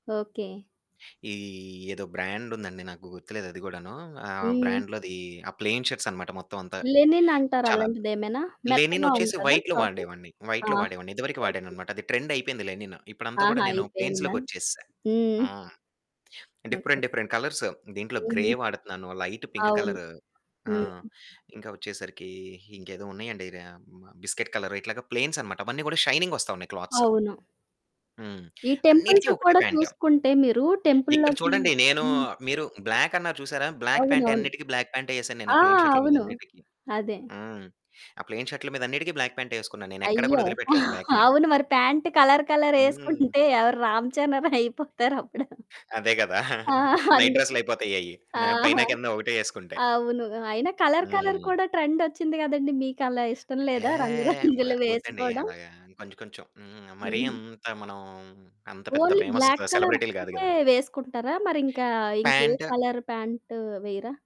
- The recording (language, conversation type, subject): Telugu, podcast, రంగులు మీ భావాలను ఎలా వ్యక్తపరుస్తాయి?
- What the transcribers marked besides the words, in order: in English: "బ్రాండ్‌లోది"; in English: "ప్లెయిన్ షర్ట్స్"; in English: "లెనిన్"; in English: "వైట్‌లో"; static; in English: "వైట్‌లో"; in English: "ట్రెండ్"; in English: "లెనిన్"; in English: "ప్లెయిన్స్‌లోకి"; in English: "డిఫరెంట్, డిఫరెంట్ కలర్స్"; in English: "గ్రే"; in English: "లైట్ పింక్ కలర్"; in English: "బిస్కిట్ కలర్"; in English: "షైనింగ్"; in English: "క్లాత్స్"; in English: "టెంపుల్స్"; other background noise; in English: "బ్లాక్"; in English: "టెంపుల్‌లోకి"; in English: "బ్లాక్"; in English: "బ్లాక్"; in English: "ప్లయిన్"; in English: "ప్లయిన్"; in English: "బ్లాక్"; laughing while speaking: "అవును మరి ప్యాంటు కలర్, కలర్ ఏసుకుంటే ఎవరు రామ్ చరణ్ రయిపోతారప్పుడు. ఆ! అందుకే"; in English: "బ్లాక్‌ని"; in English: "కలర్, కలర్"; giggle; in English: "నైట్"; in English: "కలర్, కలర్"; giggle; in English: "ఫేమస్"; in English: "ఓన్లీ బ్లాక్ కలర్"; in English: "కలర్"